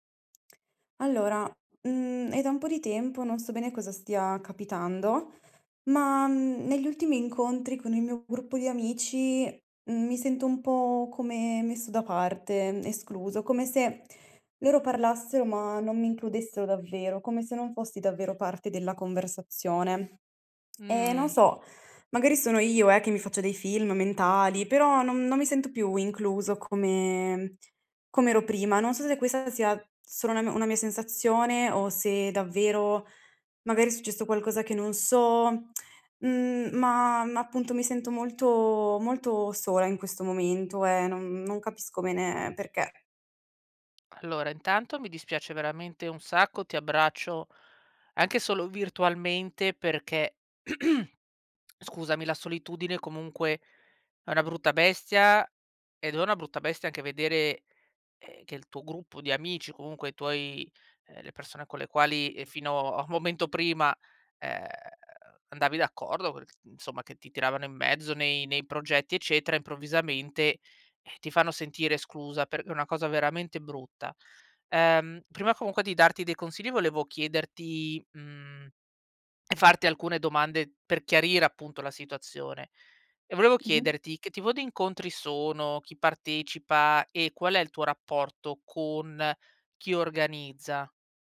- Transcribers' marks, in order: tsk; tapping; throat clearing
- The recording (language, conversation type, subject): Italian, advice, Come ti senti quando ti senti escluso durante gli incontri di gruppo?